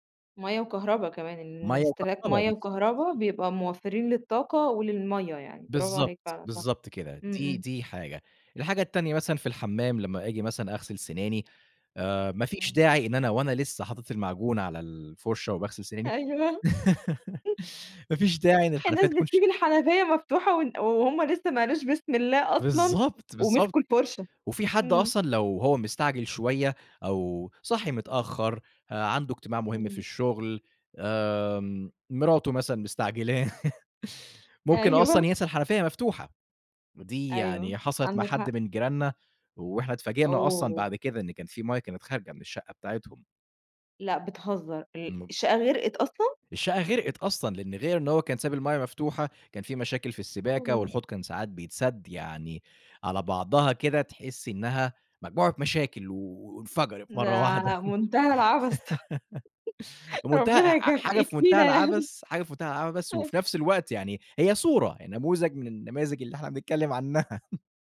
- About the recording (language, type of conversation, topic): Arabic, podcast, إزاي نقدر نوفر ميّه أكتر في حياتنا اليومية؟
- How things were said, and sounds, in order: laughing while speaking: "أيوه"; laugh; laugh; laughing while speaking: "أيوه"; laugh; laughing while speaking: "النماذج اللي إحنا بنتكلِّم عنَّها"; tapping